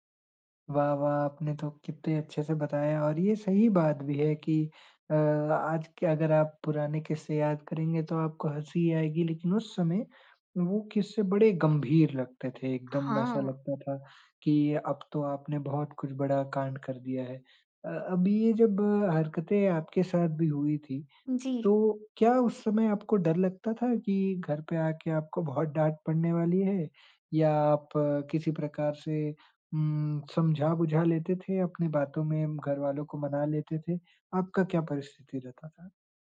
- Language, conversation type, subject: Hindi, podcast, बचपन की कौन-सी ऐसी याद है जो आज भी आपको हँसा देती है?
- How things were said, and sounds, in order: none